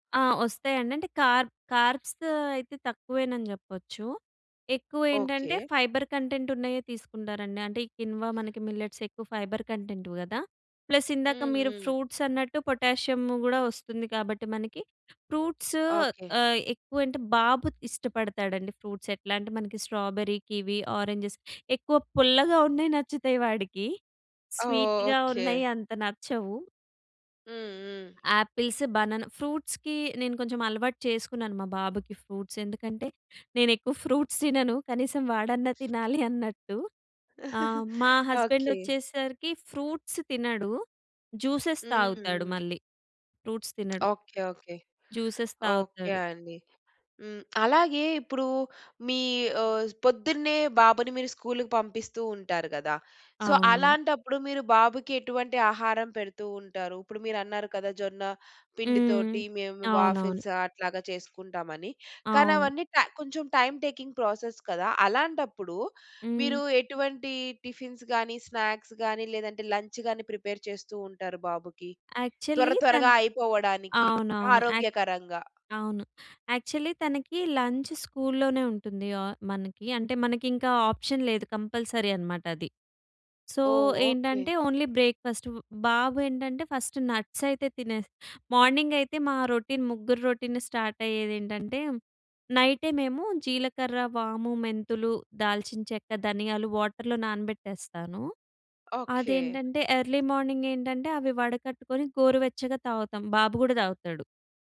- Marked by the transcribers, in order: in English: "కార్ కార్బ్స్"; in English: "ఫైబర్ కంటెంట్"; in English: "కిన్వా"; in English: "మిల్లెట్స్"; in English: "ఫైబర్ కంటెంట్‌వి"; in English: "ప్లస్"; in English: "ఫ్రూట్స్"; in English: "పొటాషియం"; in English: "ఫ్రూట్స్"; in English: "ఫ్రూట్స్"; in English: "స్ట్రాబెర్రీ, కివి, ఆరెంజెస్"; in English: "స్వీట్‍గా"; in English: "ఆపిల్స్, బనాన. ఫ్రూట్స్‌కి"; in English: "ఫ్రూట్స్"; in English: "ఫ్రూట్స్"; other background noise; chuckle; in English: "హస్బెండ్"; in English: "ఫ్రూట్స్"; in English: "జ్యూసెస్"; in English: "ఫ్రూట్స్"; tapping; in English: "జ్యూసెస్"; in English: "స్కూల్‌కి"; in English: "సో"; in English: "వాఫిల్స్"; in English: "టైమ్ టేకింగ్ ప్రాసెస్"; in English: "టిఫిన్స్"; in English: "స్నాక్స్"; in English: "లంచ్"; in English: "ప్రిపేర్"; in English: "యాక్చువల్లీ"; in English: "యాక్చువలి"; in English: "లంచ్ స్కూల్‌లోనే"; in English: "ఆప్షన్"; in English: "కంపల్సరీ"; in English: "సో"; in English: "ఓన్లీ బ్రేక్‌ఫాస్ట్"; in English: "ఫస్ట్ నట్స్"; in English: "మార్నింగ్"; in English: "రొటీన్"; in English: "రొటీన్ స్టార్ట్"; in English: "వాటర్‌లో"; in English: "ఎర్లీ మార్నింగ్"
- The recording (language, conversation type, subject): Telugu, podcast, బడ్జెట్‌లో ఆరోగ్యకరంగా తినడానికి మీ సూచనలు ఏమిటి?